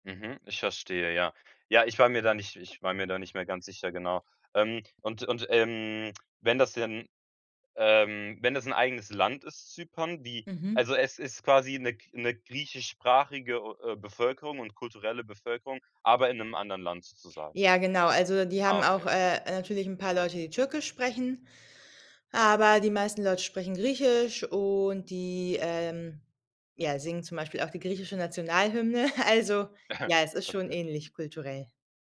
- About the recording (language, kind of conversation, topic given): German, advice, Wie kann ich besser damit umgehen, dass ich mich bei der Wohnsitzanmeldung und den Meldepflichten überfordert fühle?
- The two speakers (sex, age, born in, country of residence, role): female, 30-34, Germany, Germany, user; male, 18-19, Germany, Germany, advisor
- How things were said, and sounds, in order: other background noise; drawn out: "und die"; chuckle